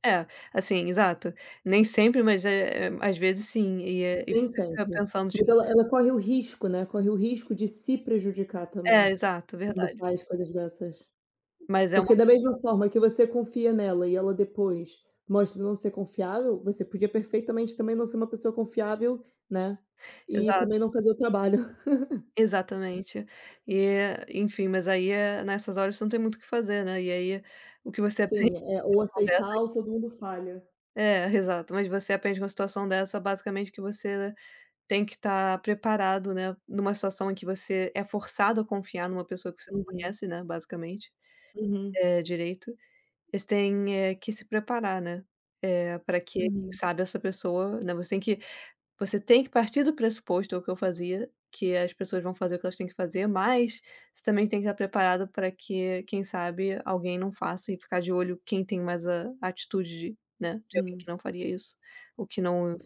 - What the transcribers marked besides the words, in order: other background noise; chuckle
- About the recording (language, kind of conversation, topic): Portuguese, unstructured, O que faz alguém ser uma pessoa confiável?
- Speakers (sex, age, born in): female, 25-29, Brazil; female, 30-34, Brazil